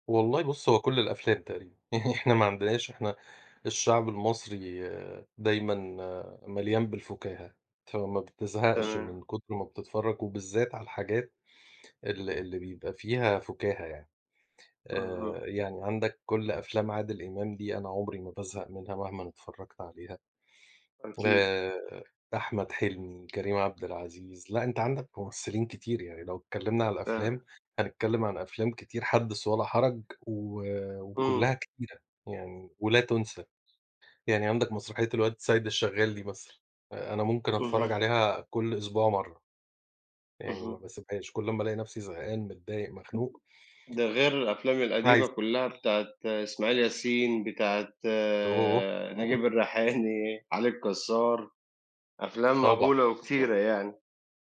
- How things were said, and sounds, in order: other background noise; unintelligible speech; tapping; chuckle
- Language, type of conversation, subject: Arabic, unstructured, إيه هو الفيلم الكوميدي اللي عمرَك ما بتزهق من إنك تتفرّج عليه؟
- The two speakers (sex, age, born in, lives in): male, 35-39, Egypt, Egypt; male, 40-44, Egypt, Portugal